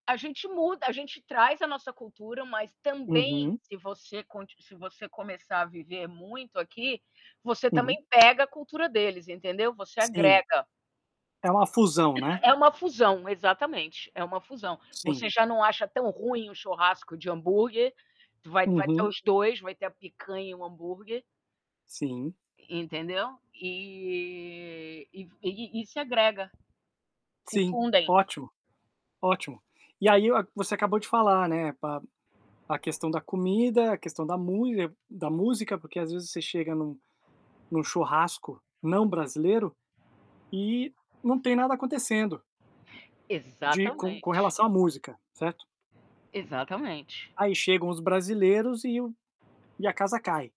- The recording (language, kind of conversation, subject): Portuguese, unstructured, Como a cultura influencia a forma como celebramos festas?
- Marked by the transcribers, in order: tapping; cough; other background noise; drawn out: "E"; static; distorted speech